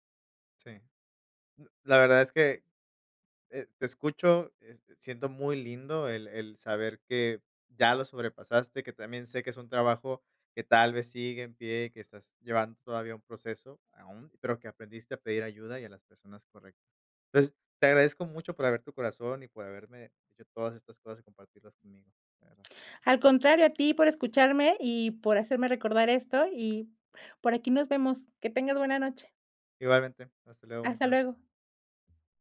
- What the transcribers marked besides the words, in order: none
- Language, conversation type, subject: Spanish, podcast, ¿Cuál es la mejor forma de pedir ayuda?